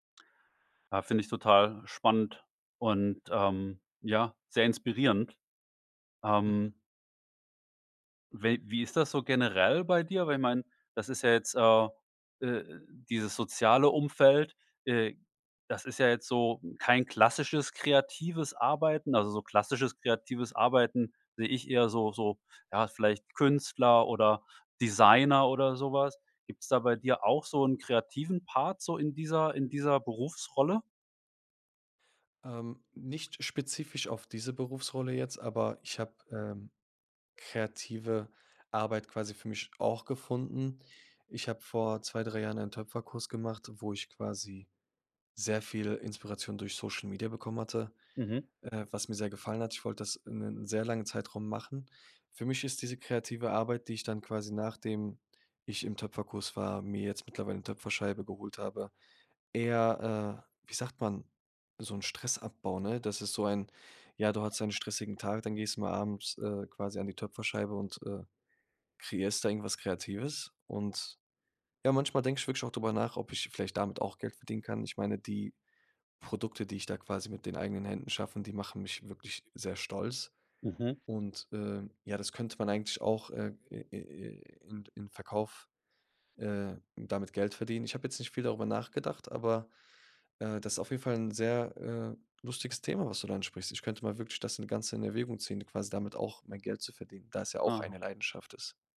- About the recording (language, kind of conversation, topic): German, podcast, Was inspiriert dich beim kreativen Arbeiten?
- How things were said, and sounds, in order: none